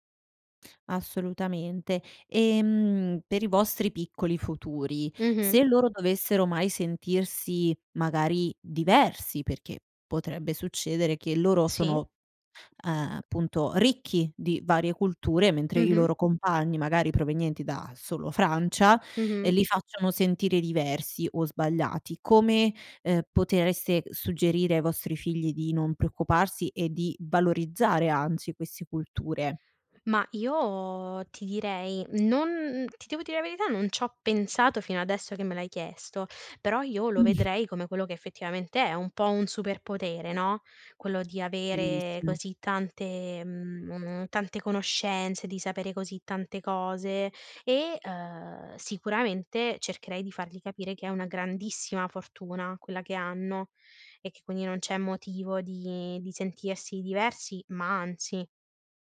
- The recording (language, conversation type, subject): Italian, podcast, Che ruolo ha la lingua nella tua identità?
- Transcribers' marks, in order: other background noise; tapping; "potreste" said as "potereste"